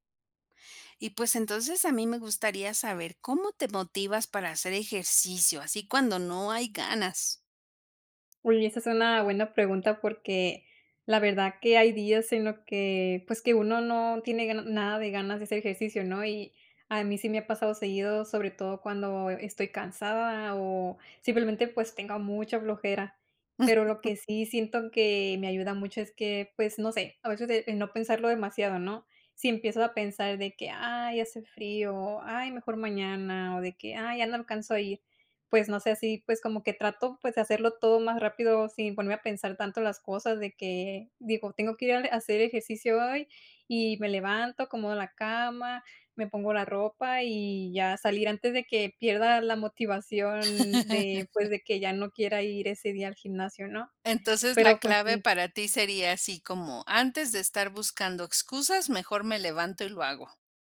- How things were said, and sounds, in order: chuckle; laugh
- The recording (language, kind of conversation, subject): Spanish, podcast, ¿Cómo te motivas para hacer ejercicio cuando no te dan ganas?